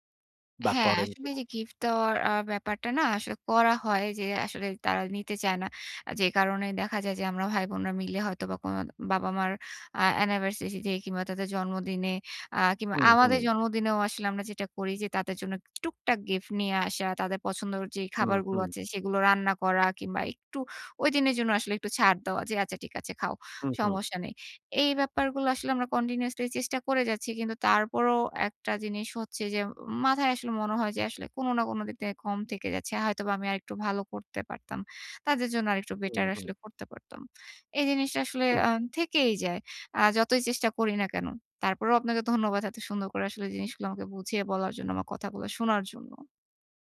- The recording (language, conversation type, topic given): Bengali, advice, মা-বাবার বয়স বাড়লে তাদের দেখাশোনা নিয়ে আপনি কীভাবে ভাবছেন?
- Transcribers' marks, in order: none